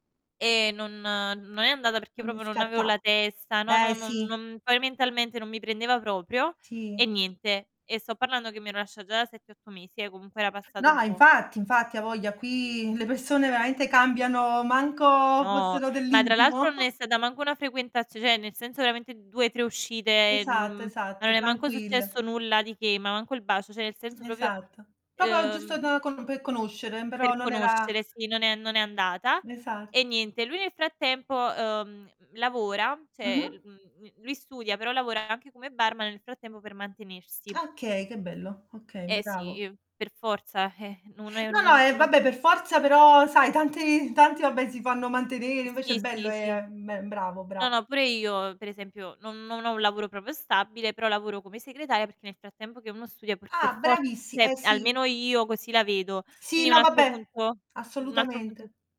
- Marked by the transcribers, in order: chuckle; "cioè" said as "ciè"; "cioè" said as "ciè"; "proprio" said as "propio"; distorted speech; "però" said as "berò"; "cioè" said as "ciè"
- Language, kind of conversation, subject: Italian, unstructured, Come si costruisce una comunicazione efficace con il partner?